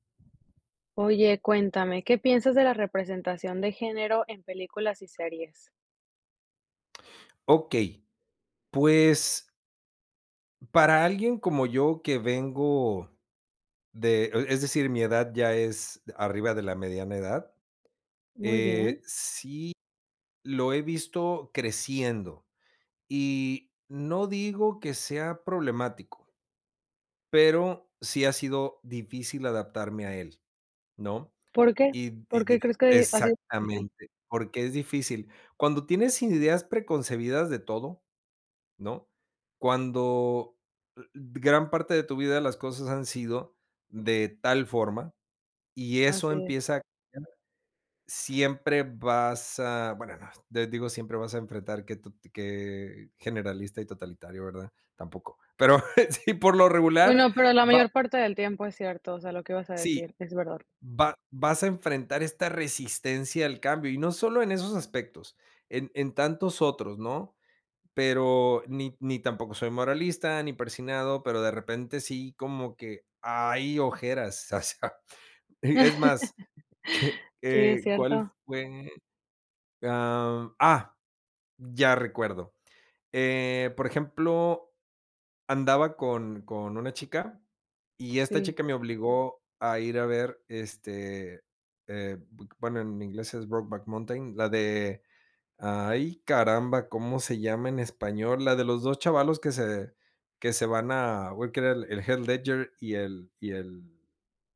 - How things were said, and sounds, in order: laughing while speaking: "pero sí"; laugh; laughing while speaking: "hacia"; giggle
- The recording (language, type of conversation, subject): Spanish, podcast, ¿Qué opinas sobre la representación de género en películas y series?